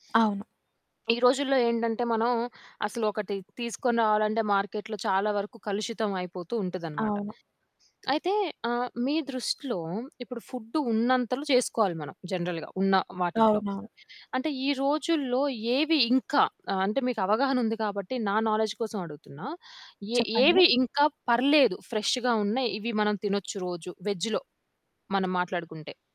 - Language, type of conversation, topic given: Telugu, podcast, పాత కుటుంబ వంటకాలను కొత్త ప్రయోగాలతో మీరు ఎలా మేళవిస్తారు?
- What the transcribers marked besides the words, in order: in English: "మార్కెట్‌లో"; in English: "జనరల్‌గా"; in English: "నాలెడ్జ్"; in English: "ఫ్రెష్ష్‌గా"; in English: "వెజ్‌లో"; other background noise